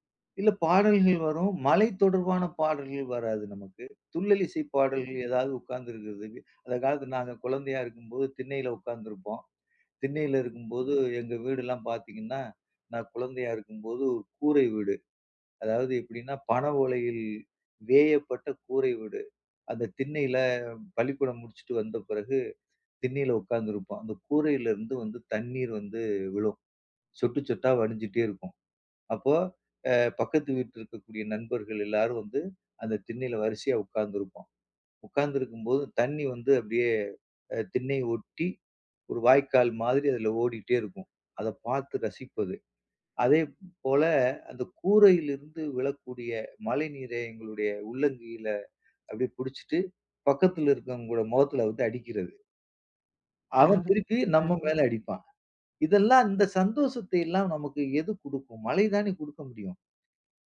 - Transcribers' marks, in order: chuckle; trusting: "இதெல்லாம், இந்த சந்தோஷத்தையெல்லாம் நமக்கு எது குடுக்கும்? மழை தானே குடுக்க முடியும்"
- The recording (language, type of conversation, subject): Tamil, podcast, மழை பூமியைத் தழுவும் போது உங்களுக்கு எந்த நினைவுகள் எழுகின்றன?